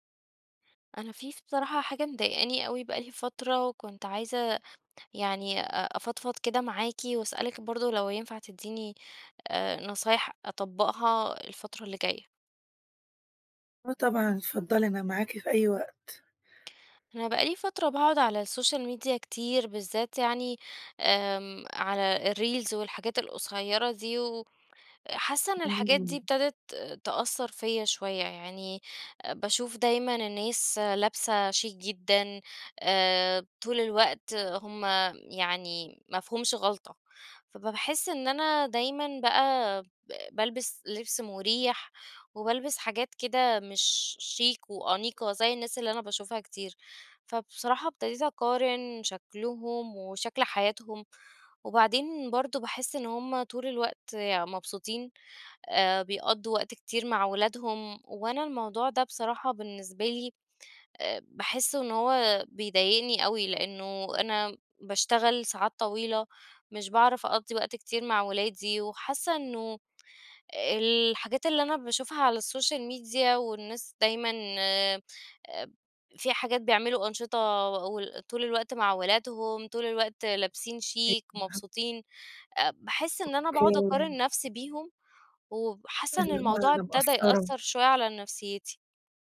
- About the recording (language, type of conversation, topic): Arabic, advice, ازاي ضغط السوشيال ميديا بيخلّيني أقارن حياتي بحياة غيري وأتظاهر إني مبسوط؟
- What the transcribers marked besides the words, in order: in English: "السوشيال ميديا"; in English: "الreels"; in English: "السوشيال ميديا"